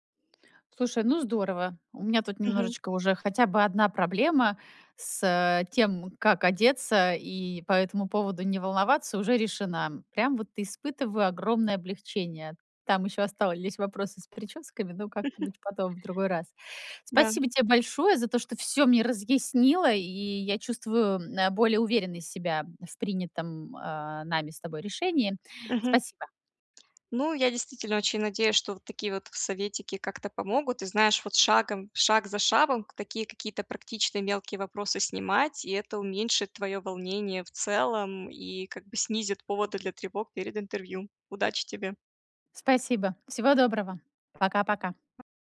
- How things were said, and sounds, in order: chuckle; "шагом" said as "шабом"; other noise
- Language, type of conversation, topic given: Russian, advice, Как справиться с тревогой перед важными событиями?
- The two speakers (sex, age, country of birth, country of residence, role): female, 35-39, Ukraine, United States, advisor; female, 40-44, Russia, United States, user